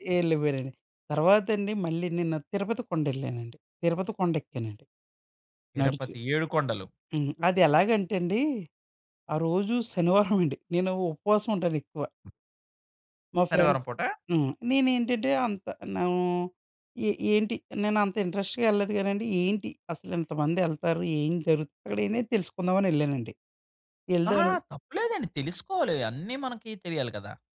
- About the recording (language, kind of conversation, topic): Telugu, podcast, దగ్గర్లోని కొండ ఎక్కిన అనుభవాన్ని మీరు ఎలా వివరించగలరు?
- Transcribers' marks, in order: giggle; other background noise; in English: "ఫ్రెండ్స్"; in English: "ఇంట్రెస్ట్‌గా"